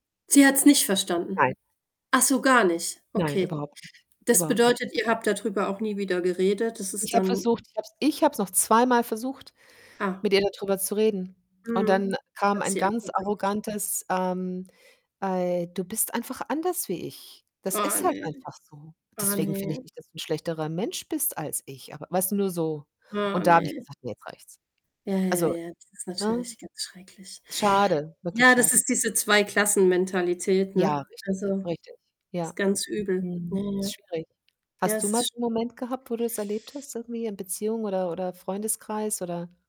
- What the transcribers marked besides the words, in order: static; distorted speech; other background noise
- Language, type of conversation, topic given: German, unstructured, Was tust du, wenn dir jemand Unrecht tut?